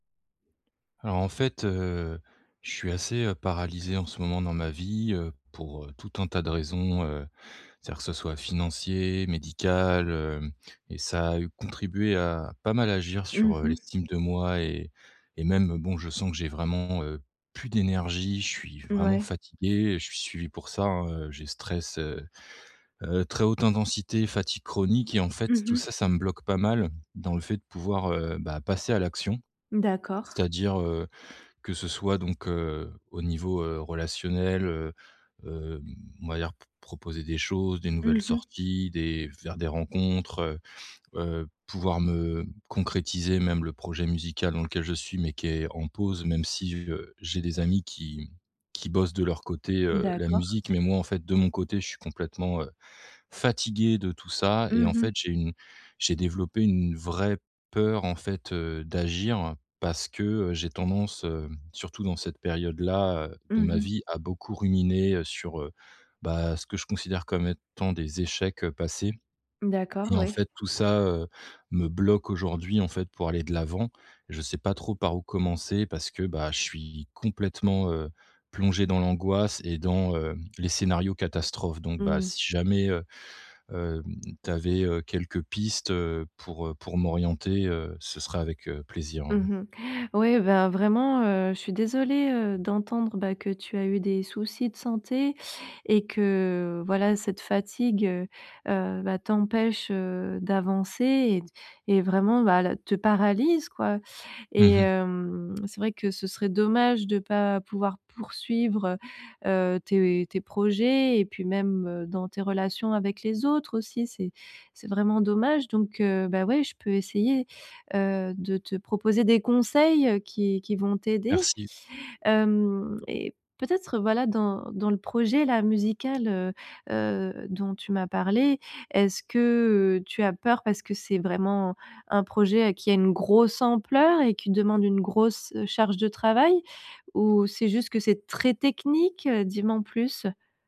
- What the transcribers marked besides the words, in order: other background noise; tapping; stressed: "grosse"; stressed: "très"
- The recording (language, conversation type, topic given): French, advice, Comment agir malgré la peur d’échouer sans être paralysé par l’angoisse ?